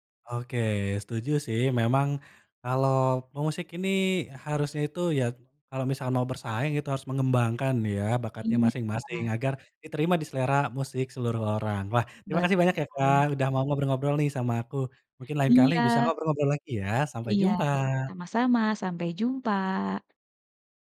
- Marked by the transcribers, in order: tapping
- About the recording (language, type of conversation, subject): Indonesian, podcast, Bagaimana layanan streaming memengaruhi cara kamu menemukan musik baru?